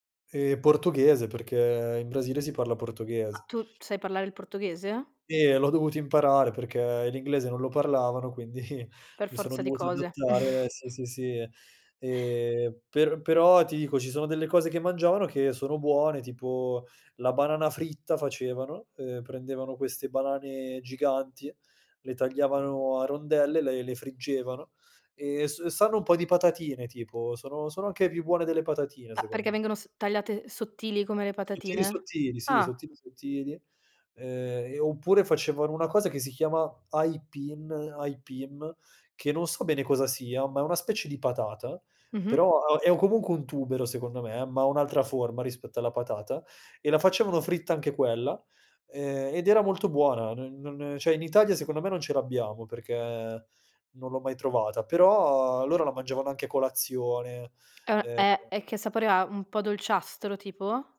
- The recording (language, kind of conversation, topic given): Italian, podcast, Hai mai partecipato a una cena in una famiglia locale?
- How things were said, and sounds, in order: laughing while speaking: "quindi"; snort; in Portuguese: "aipin aipim"